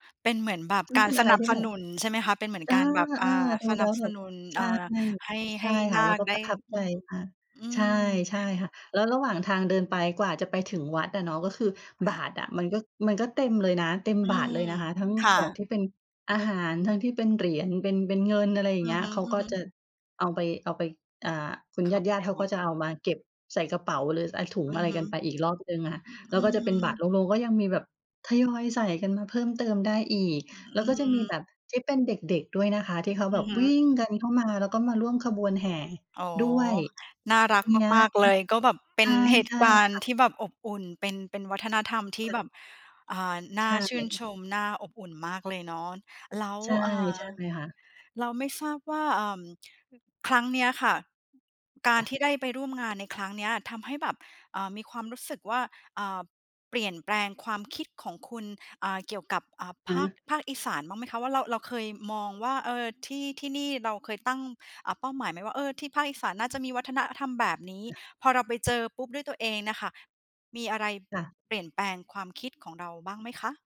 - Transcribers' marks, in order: none
- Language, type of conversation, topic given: Thai, podcast, คุณช่วยเล่าเรื่องวัฒนธรรมท้องถิ่นที่ทำให้คุณเปลี่ยนมุมมองได้ไหม?